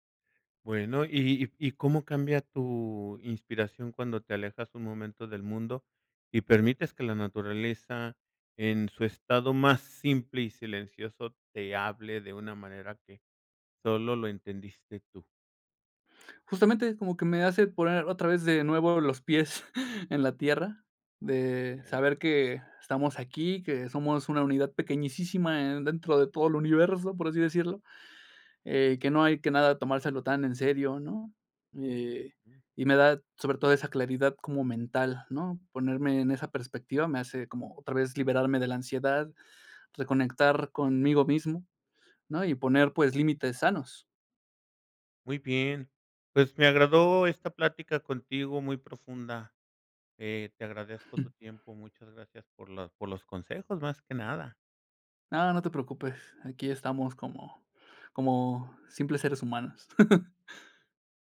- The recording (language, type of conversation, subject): Spanish, podcast, ¿De qué manera la soledad en la naturaleza te inspira?
- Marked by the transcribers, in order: chuckle; other noise; chuckle; chuckle